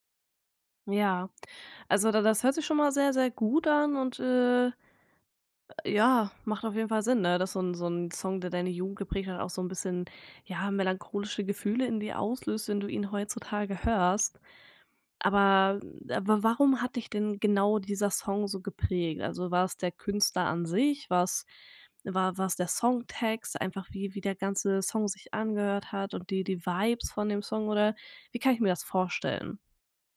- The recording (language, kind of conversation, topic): German, podcast, Welche Musik hat deine Jugend geprägt?
- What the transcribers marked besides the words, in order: none